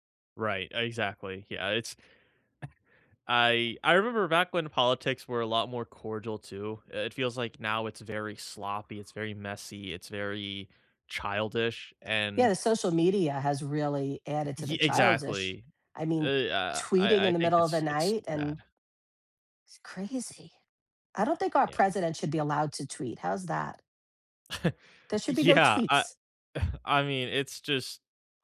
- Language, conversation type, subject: English, unstructured, How do you feel about the fairness of our justice system?
- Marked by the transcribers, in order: chuckle; other background noise; tapping; chuckle; laughing while speaking: "Yeah"; chuckle